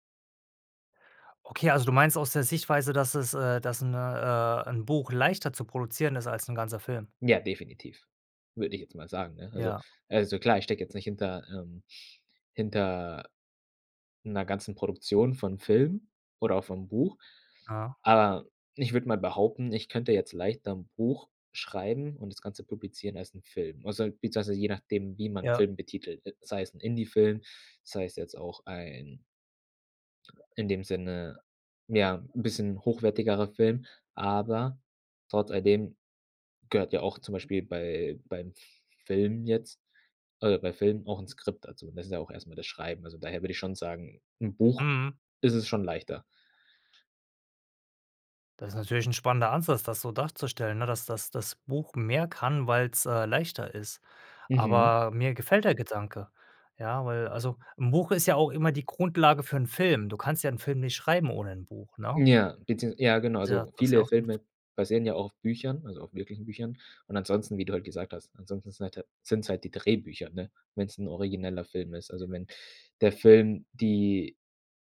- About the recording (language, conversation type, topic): German, podcast, Was kann ein Film, was ein Buch nicht kann?
- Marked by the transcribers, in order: stressed: "aber"; unintelligible speech